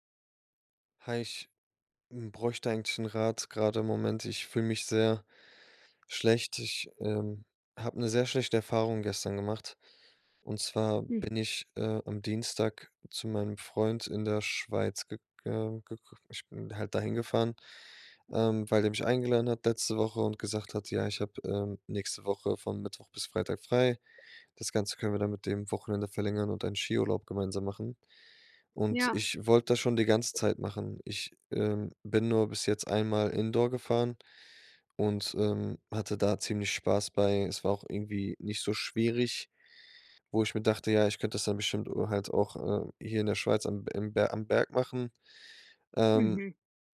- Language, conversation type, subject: German, advice, Wie kann ich meine Reiseängste vor neuen Orten überwinden?
- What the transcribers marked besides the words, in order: other background noise